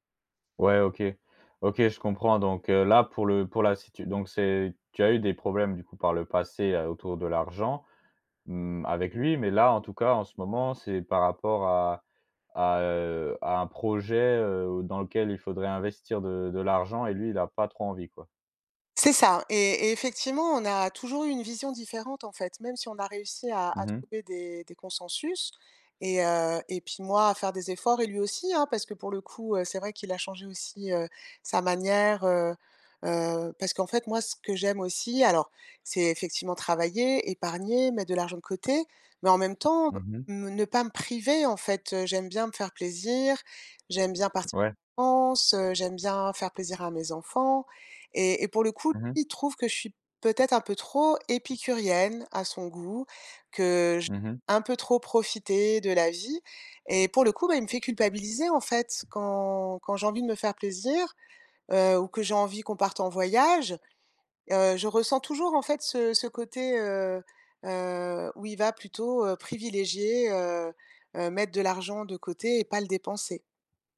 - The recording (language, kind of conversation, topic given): French, advice, Pourquoi vous disputez-vous souvent à propos de l’argent dans votre couple ?
- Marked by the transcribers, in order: tapping